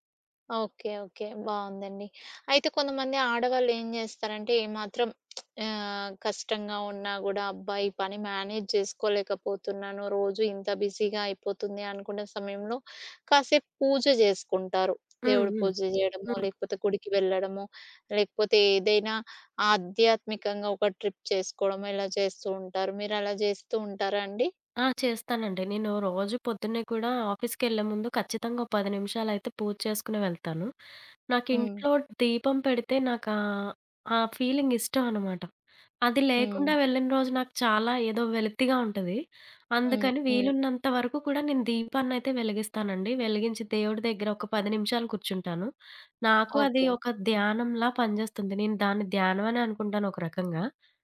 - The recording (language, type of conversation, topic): Telugu, podcast, పని తర్వాత మానసికంగా రిలాక్స్ కావడానికి మీరు ఏ పనులు చేస్తారు?
- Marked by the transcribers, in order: other background noise; lip smack; in English: "మేనేజ్"; tapping; in English: "ట్రిప్"; in English: "ఆఫీస్‌కెళ్లే"; in English: "ఫీలింగ్"